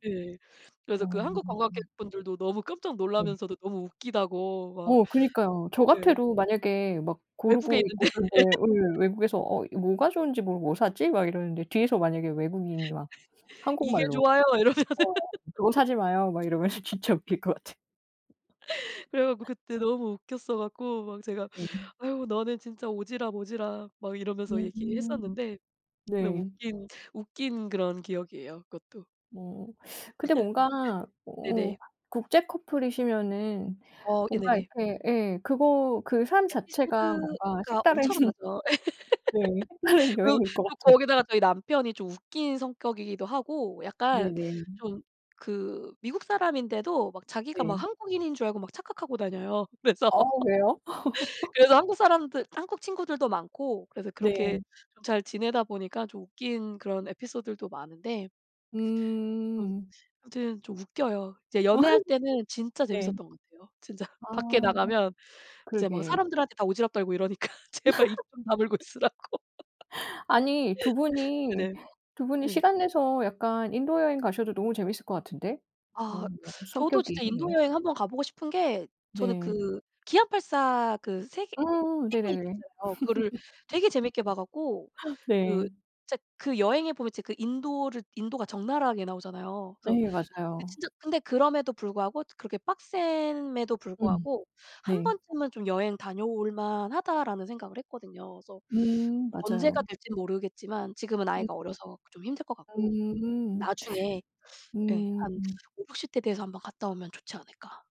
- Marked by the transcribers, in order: other background noise; tapping; laughing while speaking: "있는데. 예"; laugh; laugh; laughing while speaking: "이러면서"; laugh; laughing while speaking: "진짜"; laugh; unintelligible speech; laugh; laughing while speaking: "색다른"; laugh; laughing while speaking: "색다른"; laughing while speaking: "그래서"; laugh; background speech; laugh; laughing while speaking: "진짜"; laugh; laughing while speaking: "이러니까 제발 입 좀 다물고 있으라고"; laugh; laugh
- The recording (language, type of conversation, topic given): Korean, unstructured, 여행 중에 겪었던 재미있는 에피소드가 있나요?